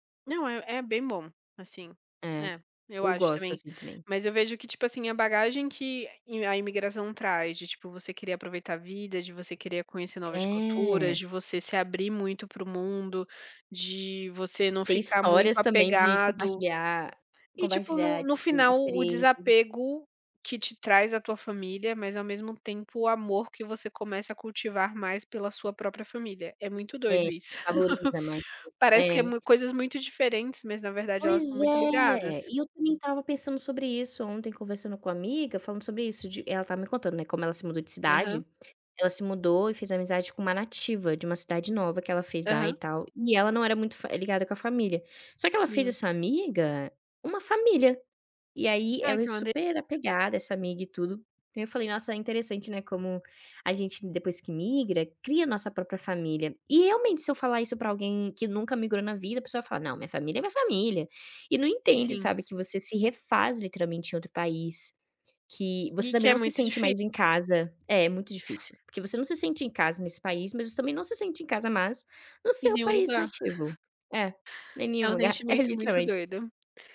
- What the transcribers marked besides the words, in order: laugh; unintelligible speech; unintelligible speech; sniff; other noise; tapping
- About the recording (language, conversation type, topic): Portuguese, unstructured, O que faz você se sentir grato hoje?